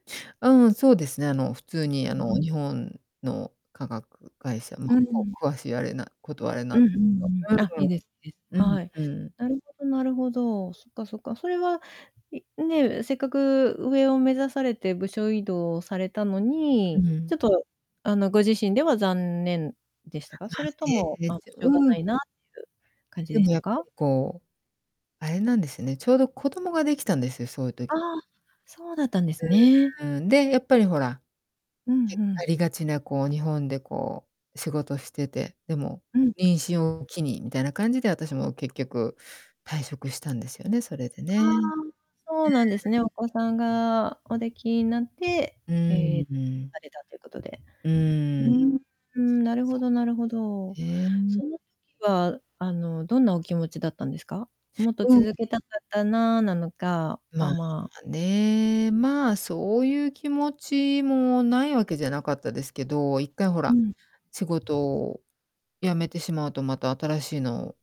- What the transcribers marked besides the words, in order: distorted speech; other background noise; static
- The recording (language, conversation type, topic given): Japanese, podcast, 仕事を選ぶとき、何を最も大切にしていますか？